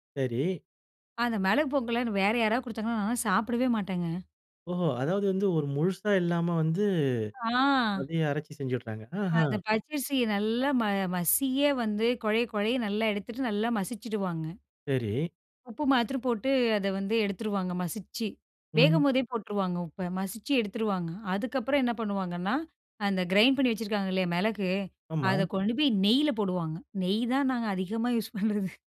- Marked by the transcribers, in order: surprised: "ஓஹோ! அதாவது வந்து ஒரு முழுசா இல்லாம வந்து அத அரைச்சு செஞ்சுடுறாங்க. ஆஹ்ம்"; in English: "கிரைண்ட்"
- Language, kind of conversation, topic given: Tamil, podcast, அம்மாவின் குறிப்பிட்ட ஒரு சமையல் குறிப்பை பற்றி சொல்ல முடியுமா?